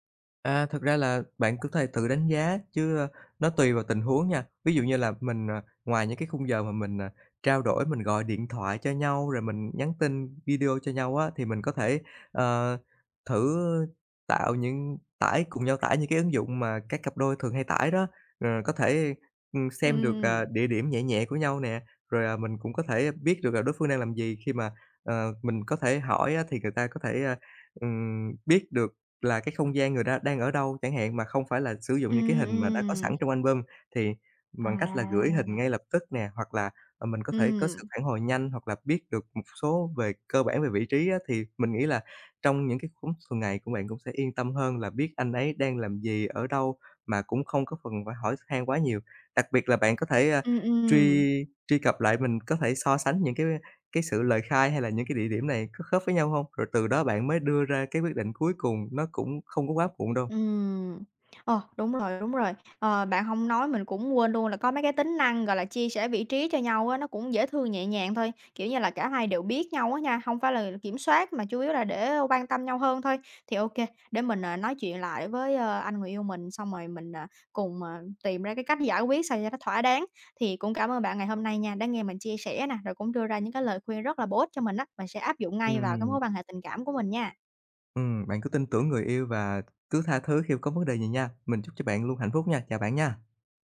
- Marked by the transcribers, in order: other background noise; tapping; in English: "album"; "lúc" said as "khúng"
- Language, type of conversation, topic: Vietnamese, advice, Làm sao đối diện với cảm giác nghi ngờ hoặc ghen tuông khi chưa có bằng chứng rõ ràng?